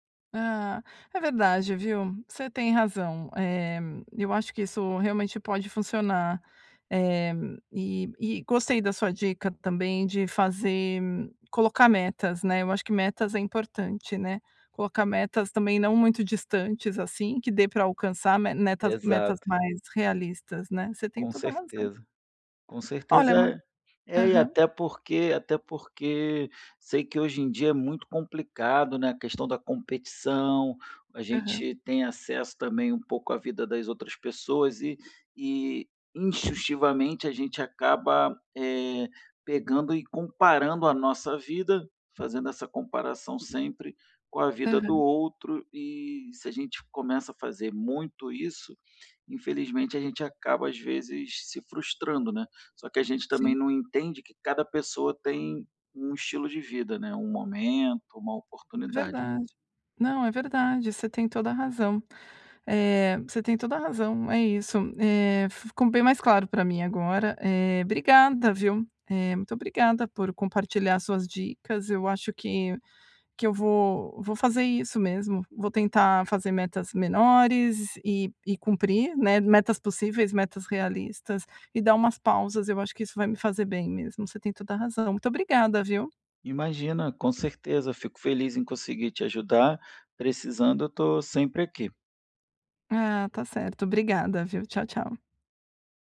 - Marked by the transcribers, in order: none
- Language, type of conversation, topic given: Portuguese, advice, Como posso descansar sem me sentir culpado por não estar sempre produtivo?